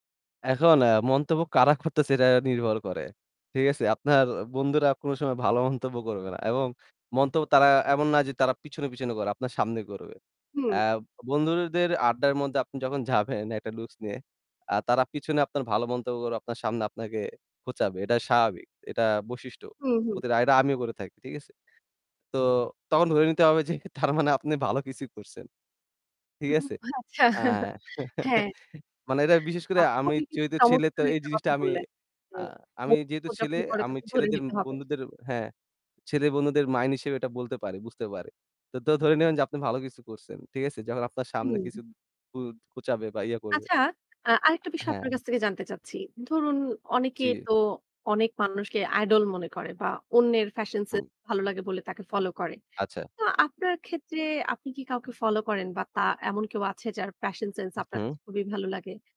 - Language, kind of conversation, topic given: Bengali, podcast, কেন আপনি মনে করেন মানুষ অন্যের স্টাইল নিয়ে মন্তব্য করে?
- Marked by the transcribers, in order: laughing while speaking: "কারা করতেছে"; static; laughing while speaking: "তার মানে আপনি ভালো কিছু করছেন"; laughing while speaking: "আচ্ছা, হ্যাঁ"; chuckle; unintelligible speech